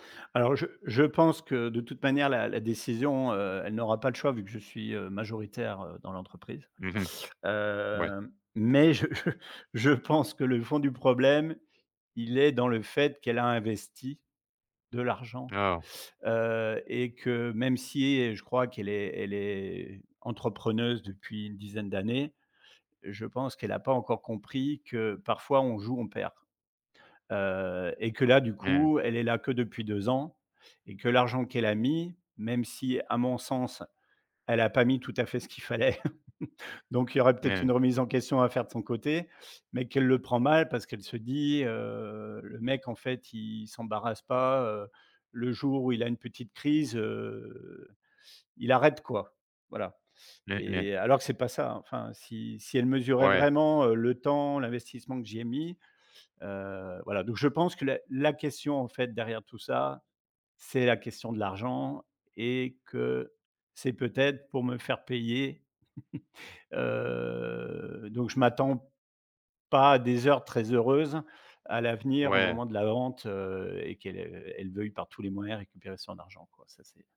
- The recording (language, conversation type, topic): French, advice, Comment gérer une dispute avec un ami après un malentendu ?
- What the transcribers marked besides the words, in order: teeth sucking; chuckle; chuckle; chuckle; drawn out: "heu"